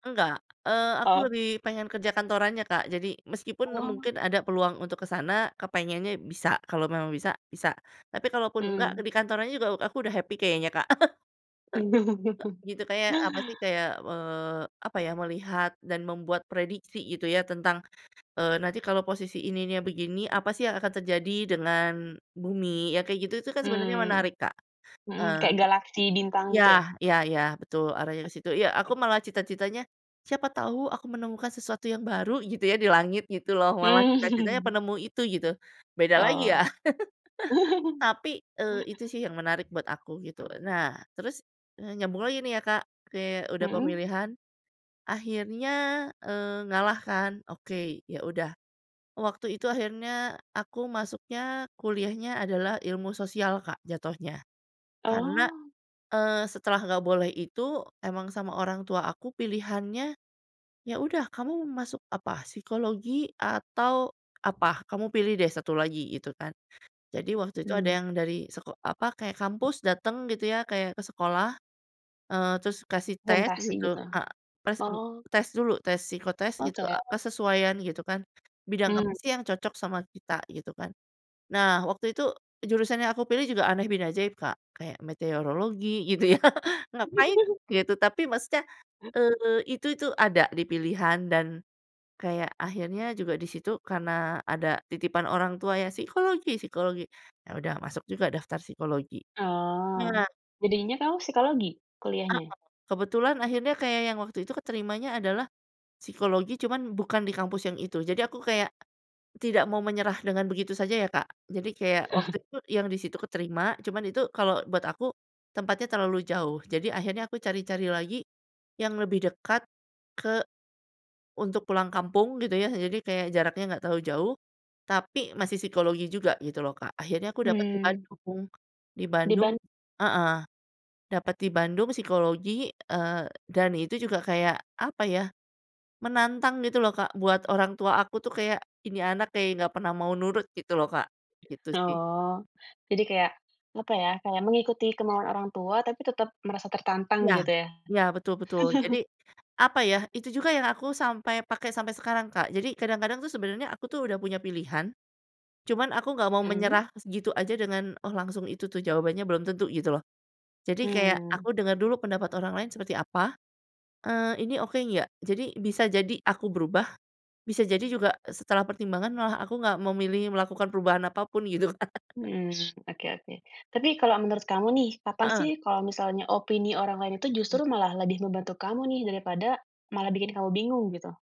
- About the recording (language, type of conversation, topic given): Indonesian, podcast, Seberapa penting opini orang lain saat kamu galau memilih?
- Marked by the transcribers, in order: chuckle; in English: "happy"; chuckle; other background noise; laughing while speaking: "Mmm"; chuckle; chuckle; "Presentasi" said as "Prentasi"; "Oke" said as "Ote"; chuckle; chuckle; stressed: "menantang"; chuckle; laughing while speaking: "Kak"; laugh